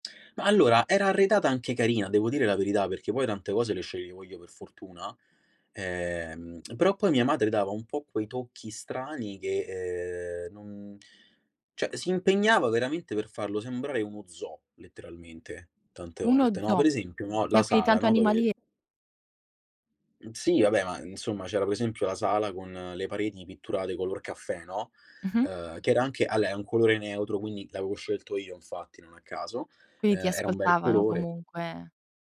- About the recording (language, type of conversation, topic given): Italian, podcast, Quali abitudini di famiglia hanno influenzato il tuo gusto estetico?
- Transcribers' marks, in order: other background noise